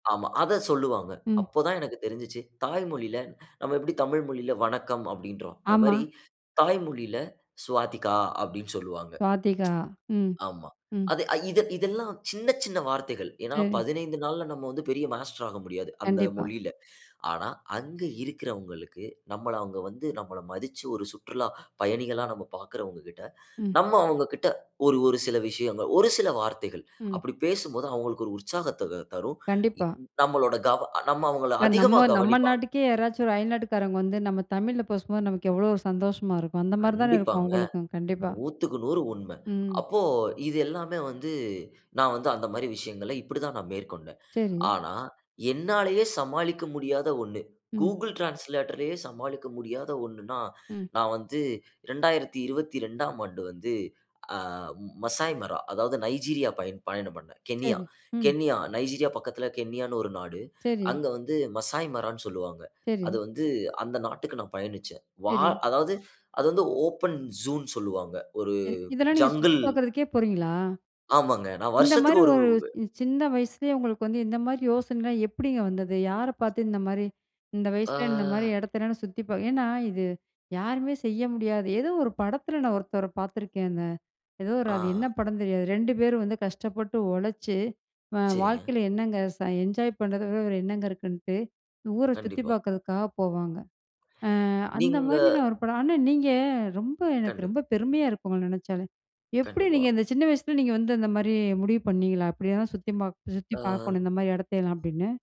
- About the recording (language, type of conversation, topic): Tamil, podcast, பயணத்தின் போது மொழி பிரச்சினையை நீங்கள் எப்படிச் சமாளித்தீர்கள்?
- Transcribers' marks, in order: other noise; "பேசும்போது" said as "பசும்போ"; in English: "டிரான்ஸ்லேட்டர்லேயே"; in English: "ஓப்பன் ஜூன்னு"; drawn out: "ஆ"; in English: "என்ஜாய்"